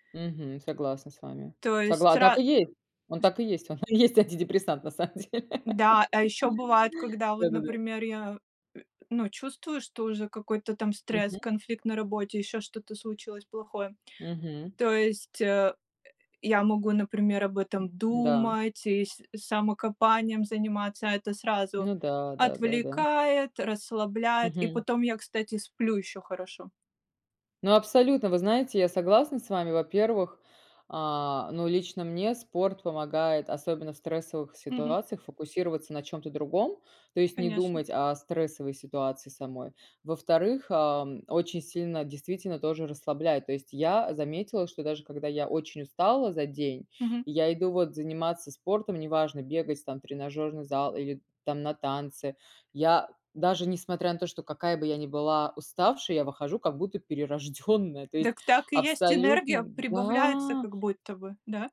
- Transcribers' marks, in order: tapping; other background noise; background speech; laughing while speaking: "он и есть антидепрессант на самом деле"; laugh; drawn out: "отвлекает"; laughing while speaking: "перерожденная"; drawn out: "да"
- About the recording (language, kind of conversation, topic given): Russian, unstructured, Как спорт влияет на наше настроение и общее самочувствие?